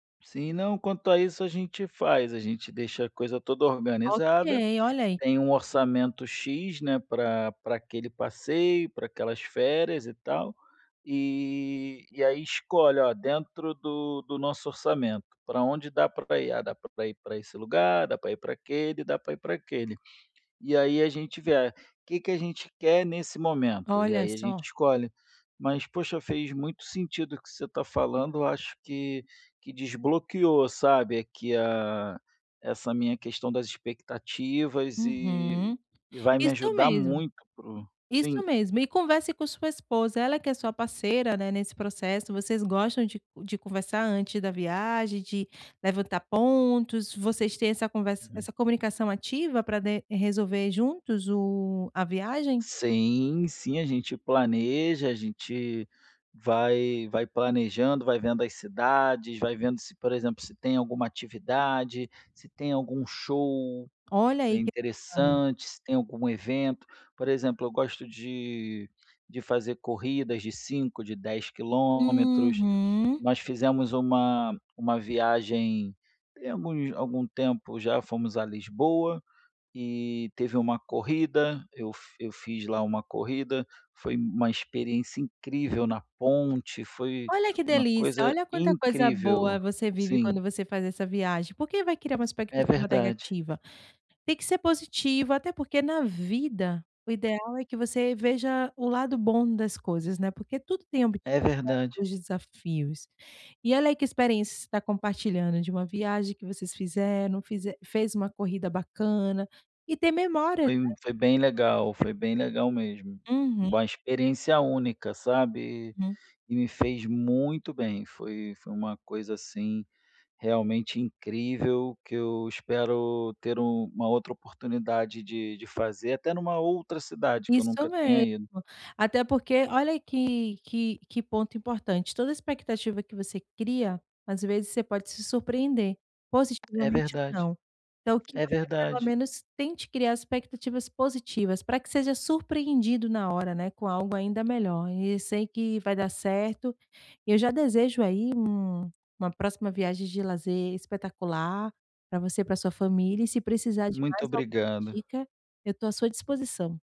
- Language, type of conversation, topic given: Portuguese, advice, Como posso gerenciar minhas expectativas antes de uma viagem de lazer?
- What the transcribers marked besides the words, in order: unintelligible speech; tapping; stressed: "muito"